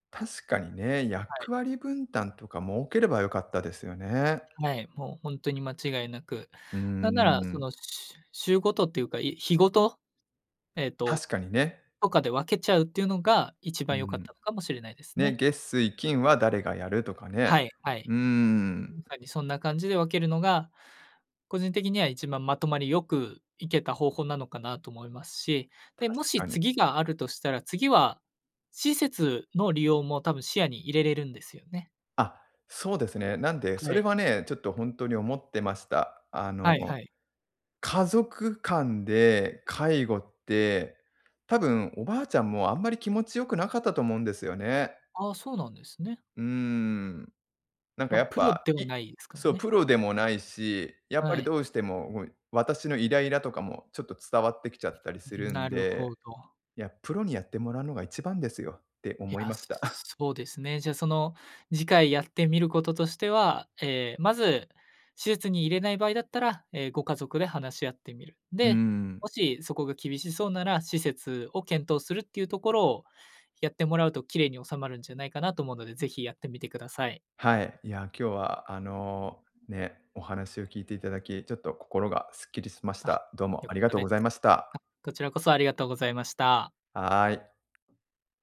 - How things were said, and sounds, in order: other background noise; chuckle
- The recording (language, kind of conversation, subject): Japanese, advice, 介護の負担を誰が担うかで家族が揉めている